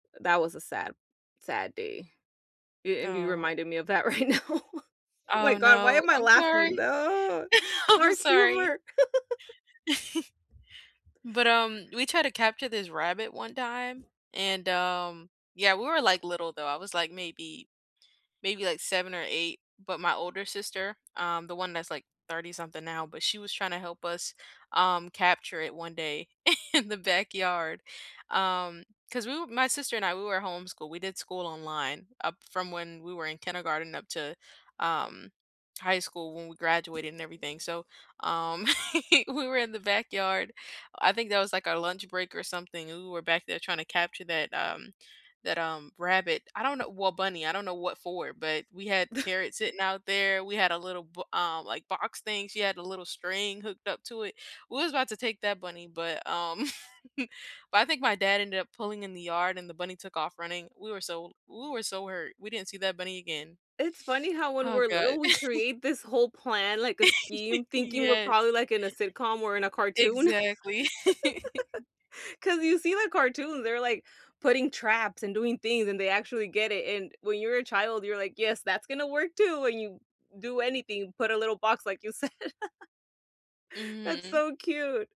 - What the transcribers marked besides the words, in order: other background noise; laughing while speaking: "right now"; laugh; laughing while speaking: "I'm"; chuckle; tapping; laughing while speaking: "in"; chuckle; chuckle; chuckle; chuckle; laugh; chuckle; laughing while speaking: "said"; chuckle
- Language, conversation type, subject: English, unstructured, Which spot in your neighborhood always makes you smile, and what makes it special to share with someone?
- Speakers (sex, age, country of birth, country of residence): female, 18-19, United States, United States; female, 35-39, United States, United States